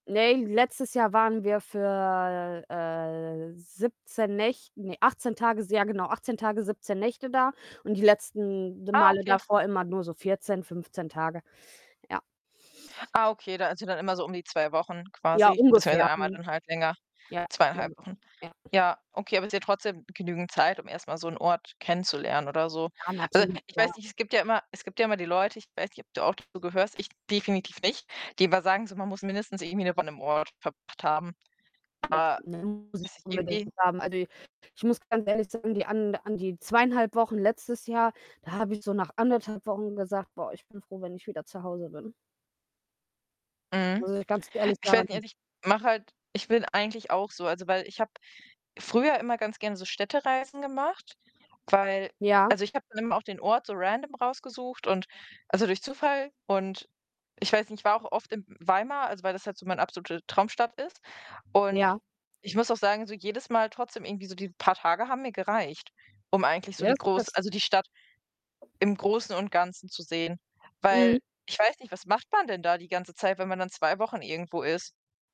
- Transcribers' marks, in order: drawn out: "für"; other background noise; unintelligible speech; distorted speech; static; unintelligible speech; in English: "Random"; mechanical hum; unintelligible speech
- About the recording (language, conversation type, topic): German, unstructured, Welches Reiseziel hat dich am meisten überrascht?